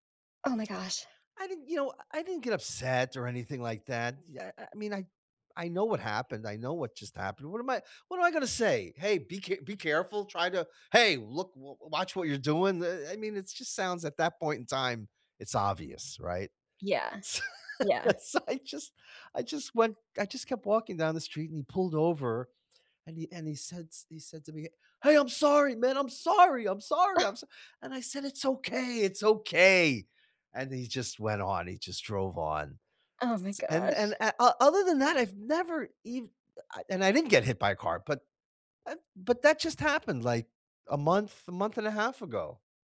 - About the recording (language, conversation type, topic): English, unstructured, What changes would improve your local community the most?
- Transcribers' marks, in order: tapping; angry: "Hey! Look, w watch what you're doing"; laugh; laughing while speaking: "So, I just"; put-on voice: "Hey, I'm sorry, man. I'm sorry, I'm sorry, I'm so"